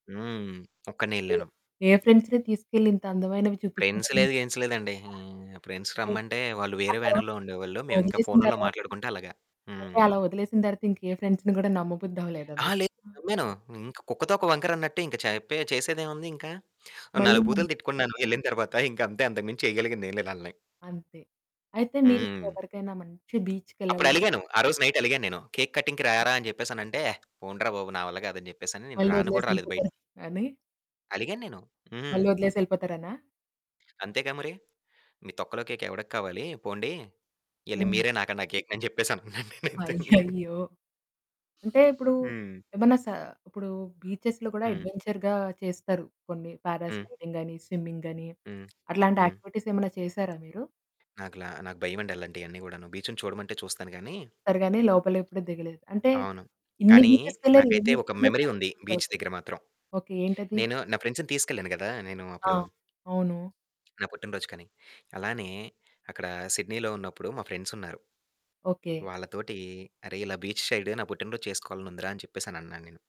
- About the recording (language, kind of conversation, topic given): Telugu, podcast, సముద్రతీరంలో మీరు అనుభవించిన ప్రశాంతత గురించి వివరంగా చెప్పగలరా?
- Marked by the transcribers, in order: in English: "ఫ్రెండ్స్‌ని"; other background noise; in English: "ఫ్రెండ్స్"; distorted speech; unintelligible speech; in English: "ఫ్రెండ్స్"; static; in English: "ఫ్రెండ్స్‌ని"; in English: "బీచ్‌కెళ్ళాలి"; unintelligible speech; in English: "నైట్"; in English: "కేక్"; in English: "కేక్‌ని"; laughing while speaking: "చెప్పేసనంటున్నాను నేనైతే"; giggle; in English: "బీచెస్‌లో"; in English: "అడ్వెంచర్‌గా"; in English: "పారాస్లైడింగ్"; in English: "స్విమ్మింగ్"; in English: "యాక్టివిటీస్"; in English: "మెమరీ"; in English: "బీచెస్‌కెళ్ళరు"; in English: "బీచ్"; in English: "ట్రై"; in English: "ఫ్రెండ్స్‌నీ"; in English: "బీచ్"